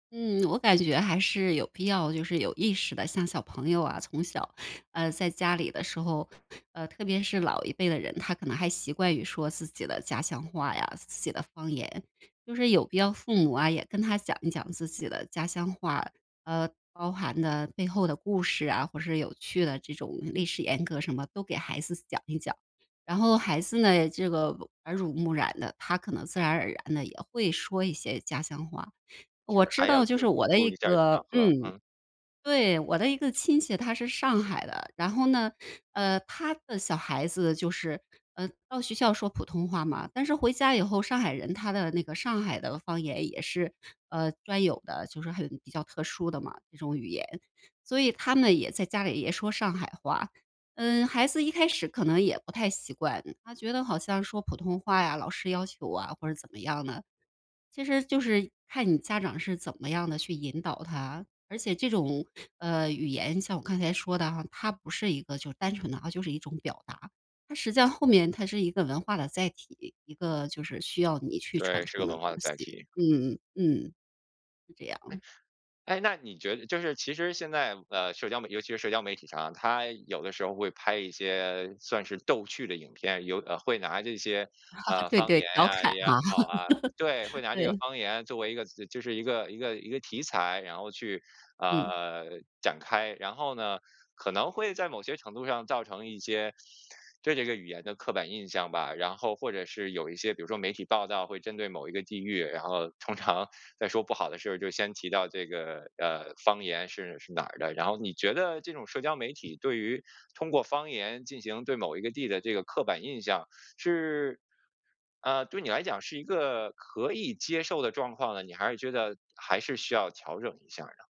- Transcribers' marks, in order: chuckle; laugh; laughing while speaking: "通常"
- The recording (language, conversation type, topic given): Chinese, podcast, 你觉得哪种语言最让你有回到家的感觉？